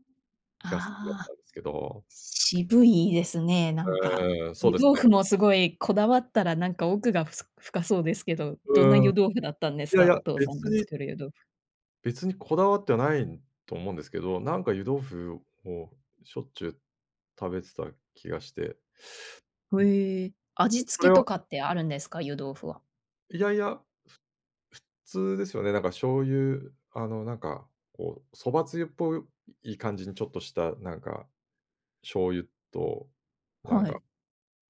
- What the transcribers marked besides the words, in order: tapping; other noise
- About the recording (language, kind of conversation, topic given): Japanese, podcast, 子どもの頃の食卓で一番好きだった料理は何ですか？